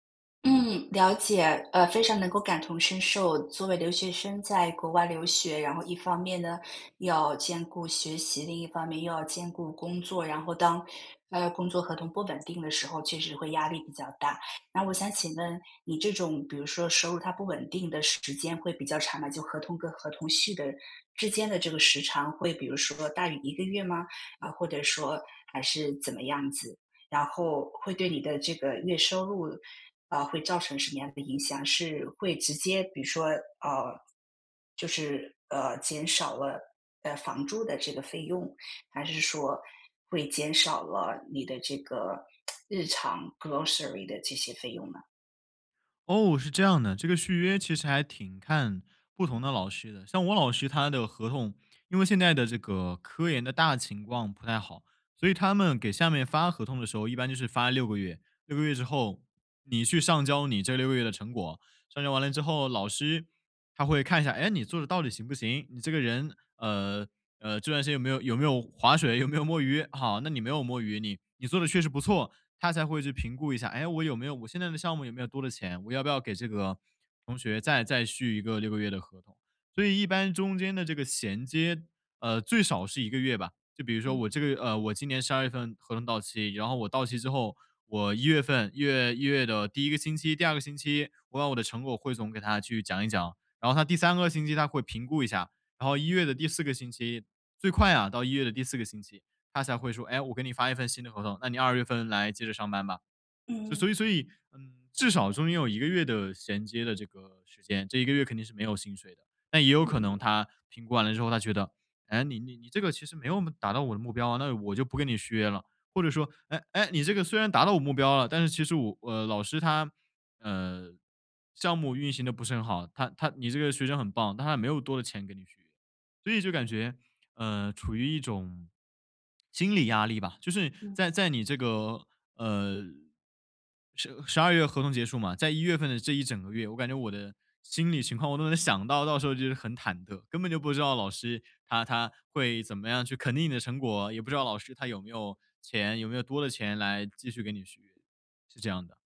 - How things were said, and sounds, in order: "租" said as "猪"; lip smack; in English: "grocery"; laughing while speaking: "划水，有没有摸鱼"
- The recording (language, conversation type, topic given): Chinese, advice, 收入不稳定时，怎样减轻心理压力？